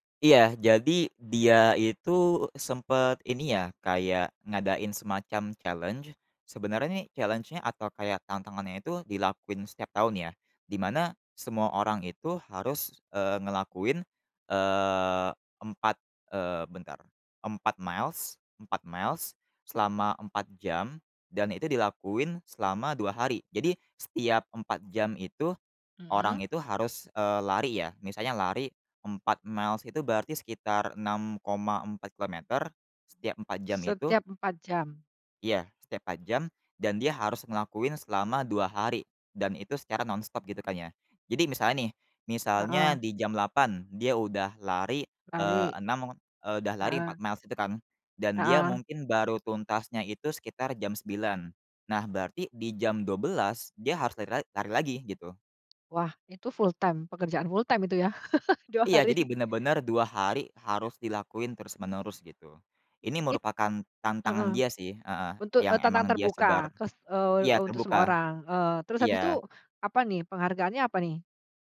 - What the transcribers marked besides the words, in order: in English: "challenge"; in English: "challenge-nya"; other background noise; tapping; in English: "full-time?"; in English: "full-time"; chuckle; laughing while speaking: "dua hari"
- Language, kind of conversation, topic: Indonesian, podcast, Siapa atau apa yang paling memengaruhi gaya kamu?